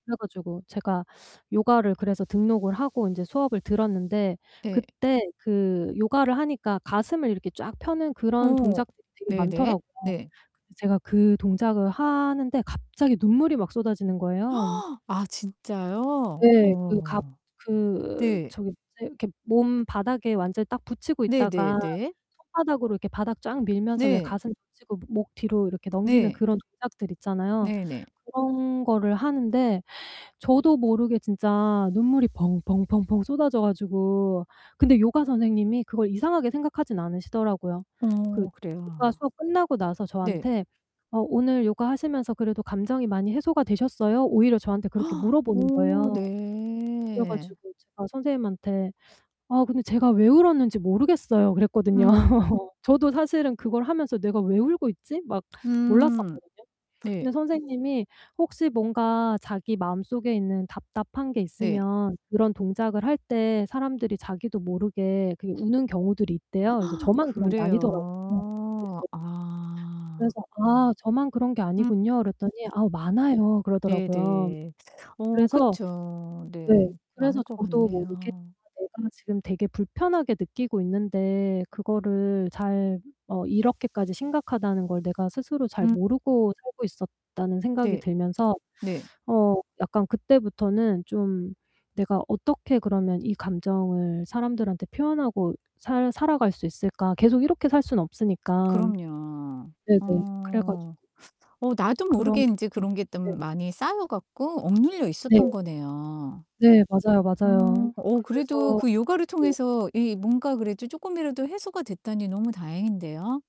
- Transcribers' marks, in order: distorted speech; gasp; gasp; laugh; other background noise; tapping; gasp; unintelligible speech; unintelligible speech
- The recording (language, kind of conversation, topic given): Korean, advice, 감정이 억눌려 잘 표현되지 않을 때, 어떻게 감정을 알아차리고 말로 표현할 수 있을까요?